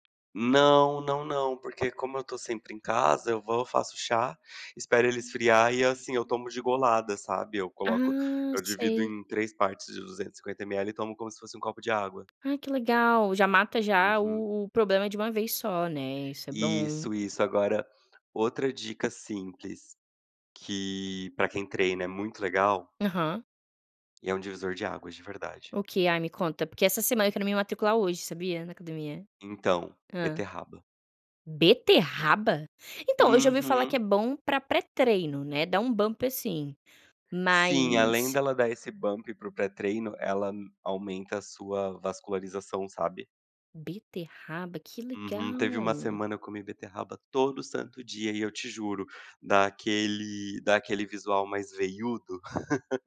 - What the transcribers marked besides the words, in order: tapping; surprised: "Beterraba?"; in English: "bump"; in English: "bump"; laugh
- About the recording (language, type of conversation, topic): Portuguese, podcast, Que pequeno hábito mudou mais rapidamente a forma como as pessoas te veem?
- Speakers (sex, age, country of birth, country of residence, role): female, 25-29, Brazil, Spain, host; male, 30-34, Brazil, Portugal, guest